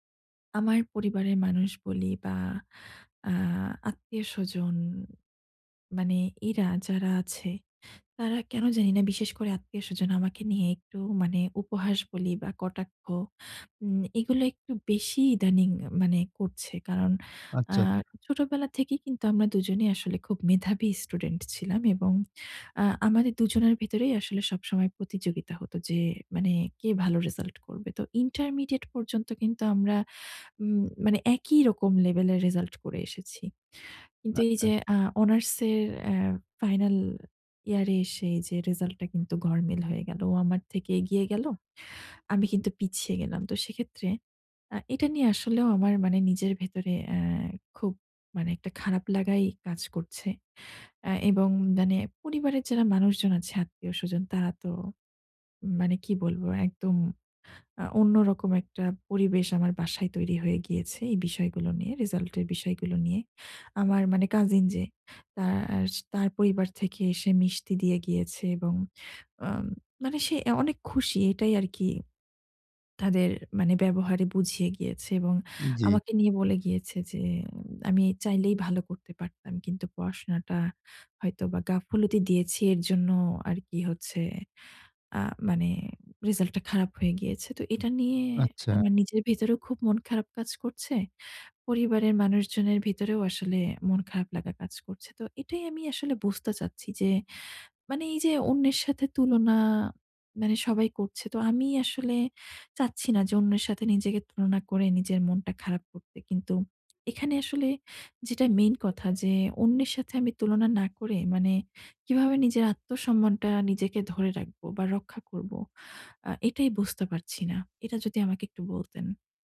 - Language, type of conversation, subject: Bengali, advice, অন্যদের সঙ্গে নিজেকে তুলনা না করে আমি কীভাবে আত্মসম্মান বজায় রাখতে পারি?
- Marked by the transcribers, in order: tapping; "গাফিলতি" said as "গাফুলতি"